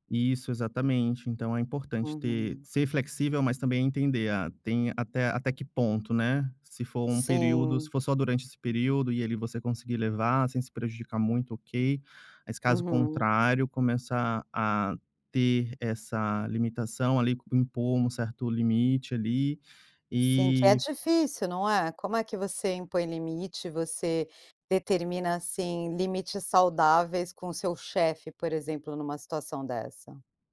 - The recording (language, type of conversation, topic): Portuguese, podcast, Como você separa o tempo de trabalho do tempo de descanso?
- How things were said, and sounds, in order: tapping